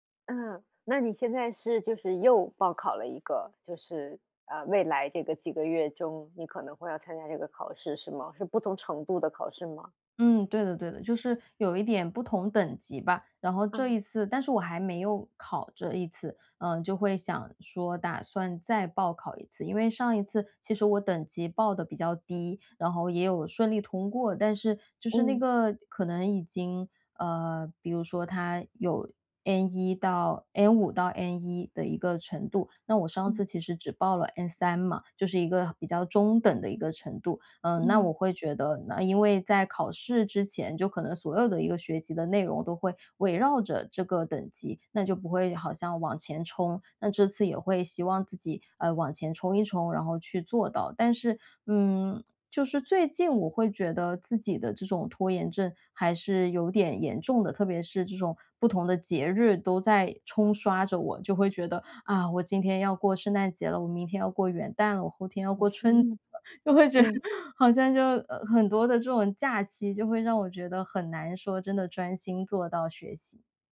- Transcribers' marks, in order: other background noise; chuckle; laughing while speaking: "就会觉"
- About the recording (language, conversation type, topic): Chinese, podcast, 你如何应对学习中的拖延症？